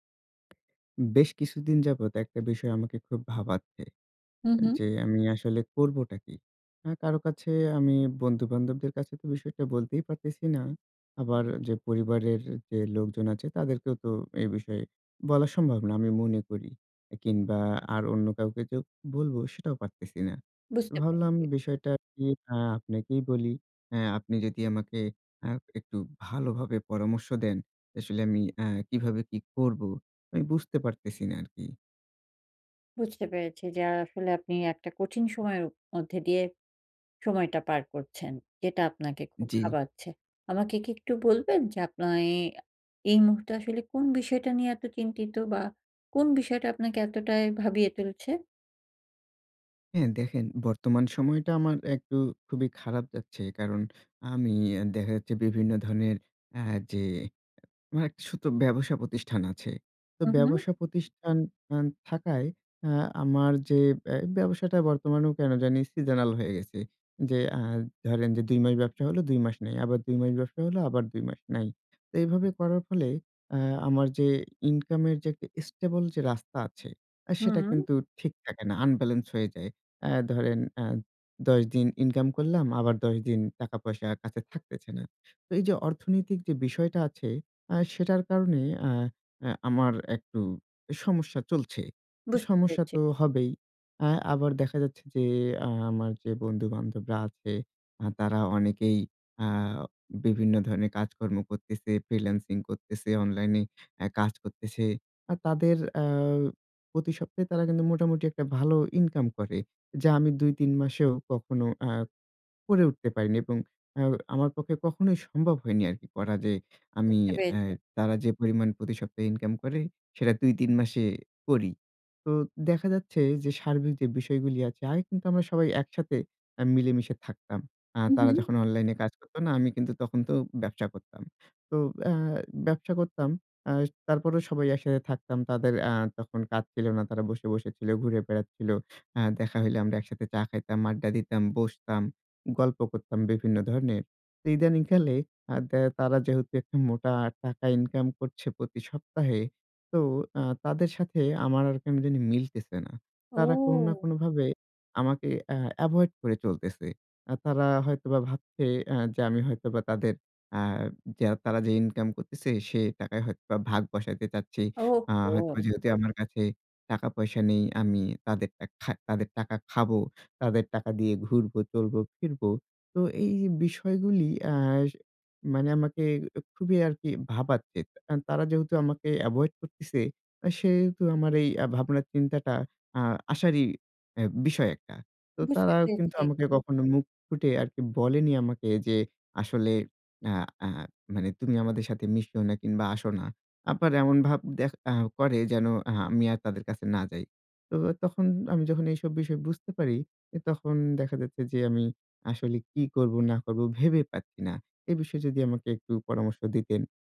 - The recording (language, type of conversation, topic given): Bengali, advice, পার্টি বা ছুটির দিনে বন্ধুদের সঙ্গে থাকলে যদি নিজেকে একা বা বাদ পড়া মনে হয়, তাহলে আমি কী করতে পারি?
- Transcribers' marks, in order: in English: "seasonal"; in English: "stable"; in English: "unbalance"; drawn out: "ও!"; sad: "ওহহো!"